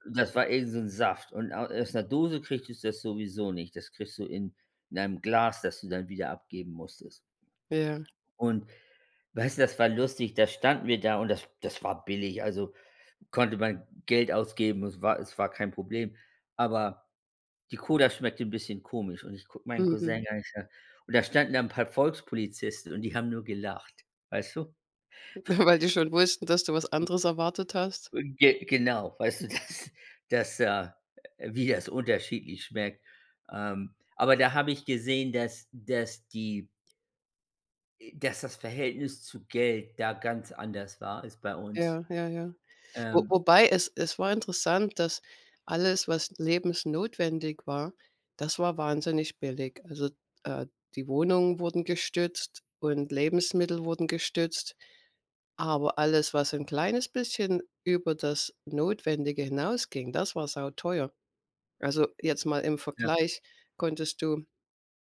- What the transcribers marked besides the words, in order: other noise; laughing while speaking: "Weil die schon wussten"; laughing while speaking: "dass"
- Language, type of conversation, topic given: German, unstructured, Wie sparst du am liebsten Geld?